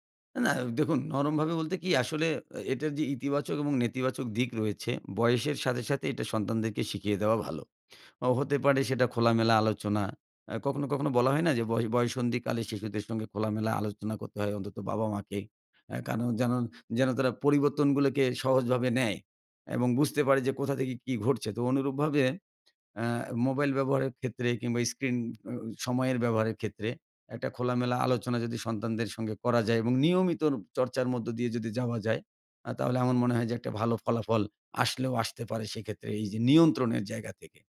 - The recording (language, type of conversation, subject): Bengali, podcast, শিশুদের স্ক্রিন ব্যবহার নিয়ন্ত্রণ করতে আপনি কী পরামর্শ দেবেন?
- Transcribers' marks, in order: none